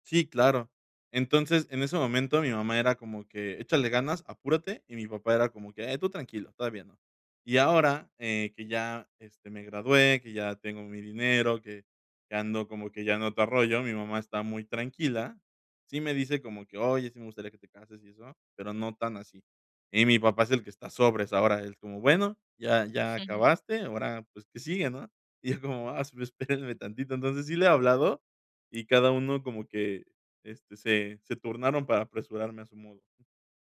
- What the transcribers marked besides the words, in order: chuckle; other background noise
- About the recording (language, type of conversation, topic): Spanish, advice, ¿Cómo puedo conciliar las expectativas de mi familia con mi expresión personal?